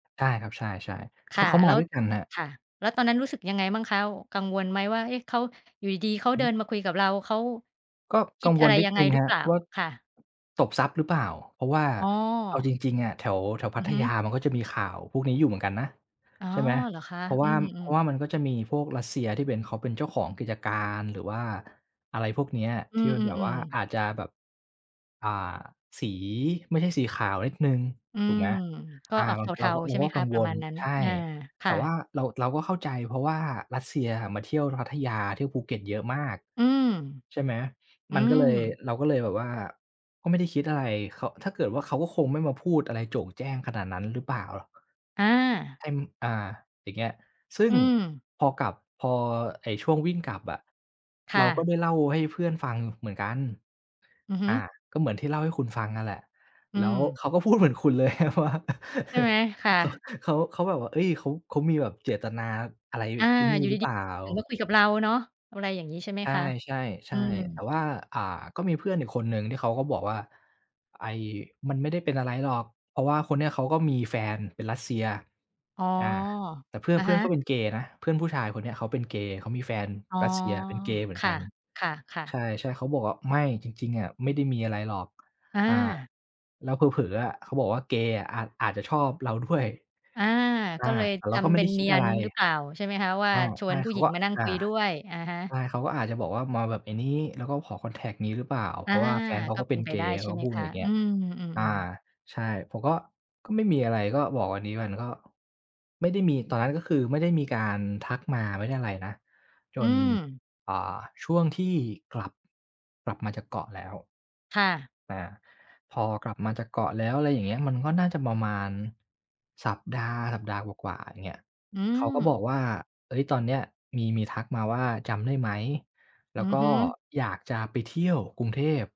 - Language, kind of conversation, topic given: Thai, podcast, เล่าเรื่องคนแปลกหน้าที่กลายเป็นเพื่อนระหว่างทางได้ไหม
- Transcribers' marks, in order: other background noise; tapping; laughing while speaking: "เลยว่า เขา เขา"; chuckle